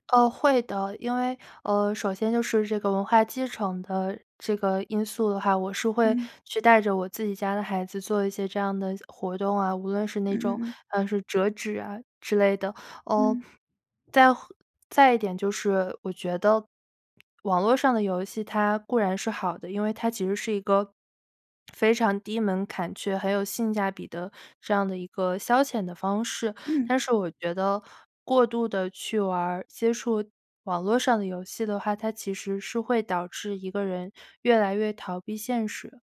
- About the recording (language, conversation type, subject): Chinese, podcast, 你小时候最喜欢玩的游戏是什么？
- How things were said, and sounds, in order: other background noise